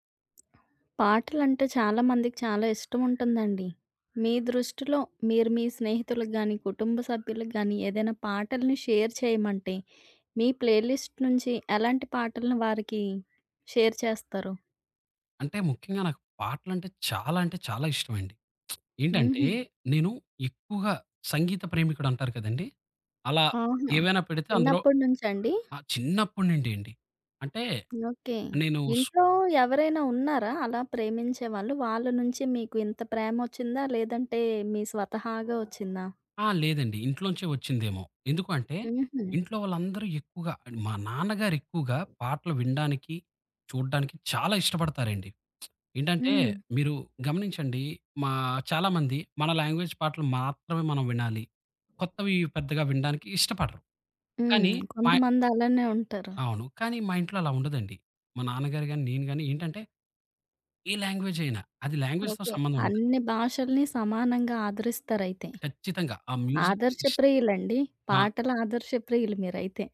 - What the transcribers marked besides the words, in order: other background noise; in English: "షేర్"; in English: "ప్లే లిస్ట్"; in English: "షేర్"; lip smack; in English: "అండ్"; lip smack; in English: "లాంగ్వేజ్"; in English: "లాంగ్వేజ్"; in English: "లాంగ్వేజ్‌తో"; in English: "మ్యూజిక్"
- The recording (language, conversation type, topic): Telugu, podcast, నువ్వు ఇతరులతో పంచుకునే పాటల జాబితాను ఎలా ప్రారంభిస్తావు?